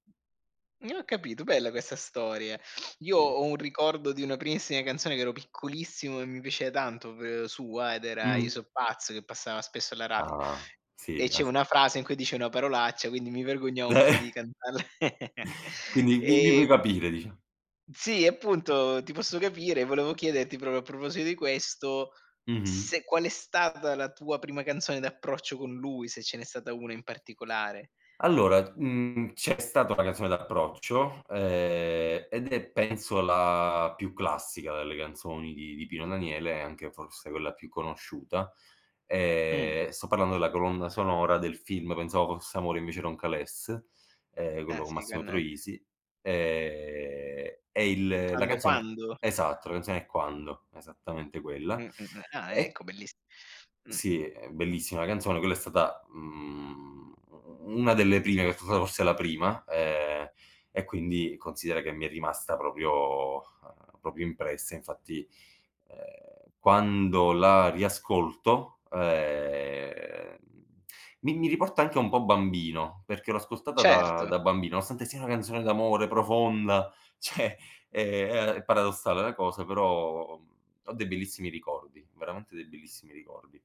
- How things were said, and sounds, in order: other background noise; laughing while speaking: "Beh!"; chuckle; "proprio" said as "propio"; drawn out: "ehm"; drawn out: "la"; drawn out: "Ehm"; drawn out: "Ehm"; drawn out: "mhmm"; unintelligible speech; "proprio" said as "propio"; "proprio" said as "propio"; drawn out: "ehm"; tapping; "cioè" said as "ceh"
- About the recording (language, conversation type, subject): Italian, podcast, C’è un brano che ti fa sentire subito a casa?